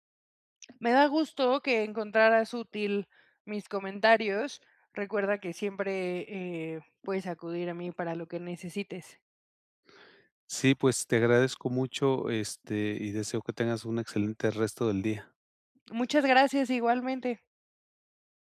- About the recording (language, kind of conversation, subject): Spanish, advice, ¿Cómo puedo validar si mi idea de negocio tiene un mercado real?
- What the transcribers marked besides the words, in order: none